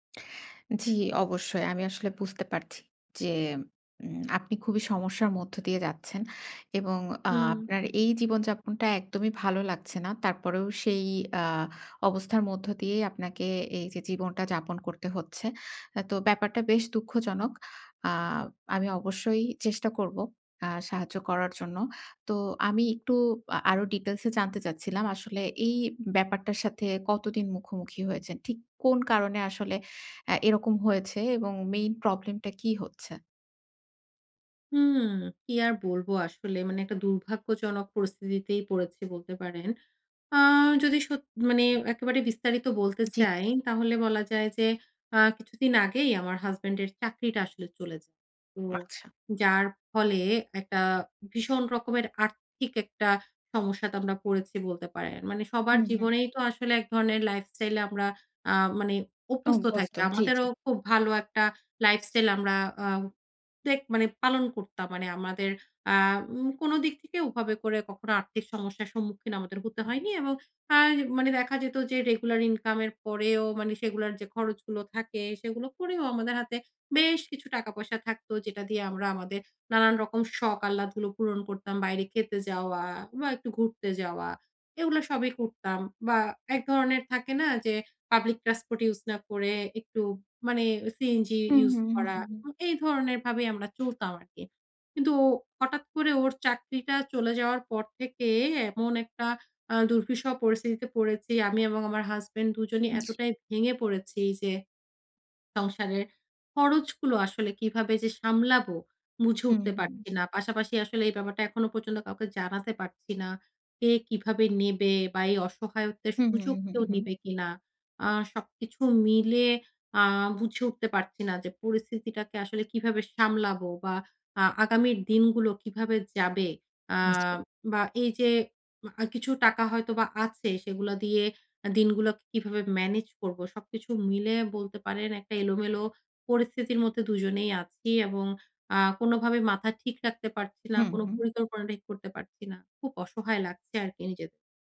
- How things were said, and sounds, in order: lip smack
- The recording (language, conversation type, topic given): Bengali, advice, অনিশ্চয়তার মধ্যে দ্রুত মানিয়ে নিয়ে কীভাবে পরিস্থিতি অনুযায়ী খাপ খাইয়ে নেব?